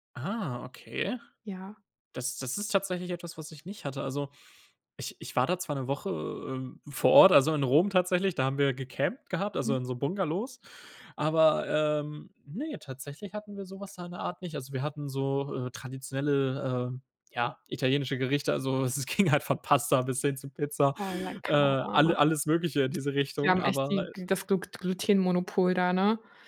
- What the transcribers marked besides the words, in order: surprised: "Ah"; laughing while speaking: "ging halt von Pasta bis hin zu Pizza"; unintelligible speech
- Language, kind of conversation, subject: German, podcast, Wie passt du Rezepte an Allergien oder Unverträglichkeiten an?